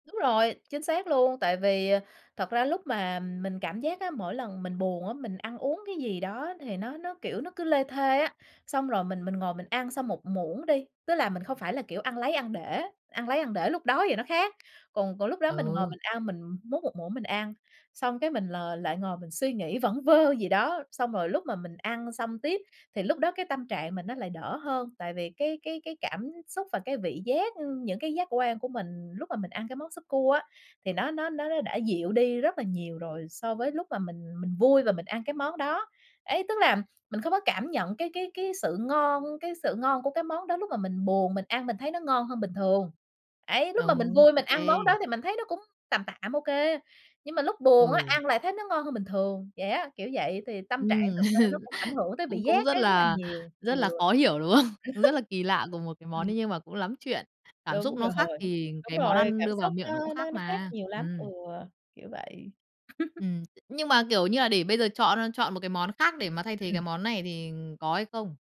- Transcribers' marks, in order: tapping; other background noise; chuckle; laughing while speaking: "không?"; chuckle; laughing while speaking: "rồi"; chuckle
- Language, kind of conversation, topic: Vietnamese, podcast, Món ăn nào làm bạn thấy ấm lòng khi buồn?